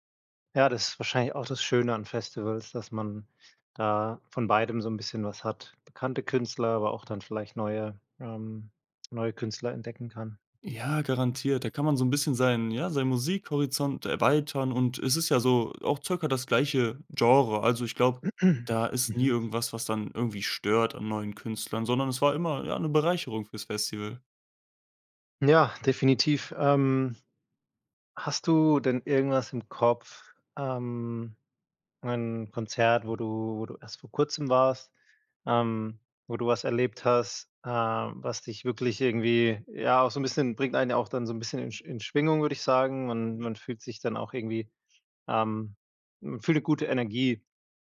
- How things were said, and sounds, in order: throat clearing
- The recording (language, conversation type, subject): German, podcast, Was macht für dich ein großartiges Live-Konzert aus?